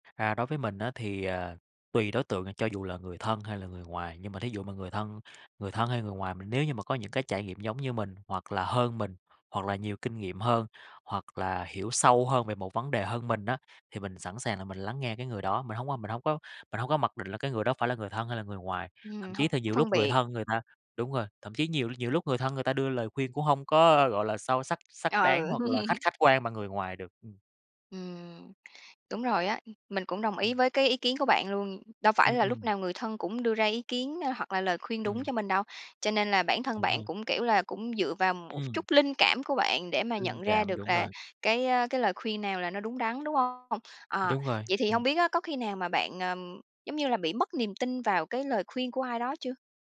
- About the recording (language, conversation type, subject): Vietnamese, podcast, Bạn xử lý mâu thuẫn giữa linh cảm và lời khuyên của người khác như thế nào?
- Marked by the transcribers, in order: tapping; other background noise; laugh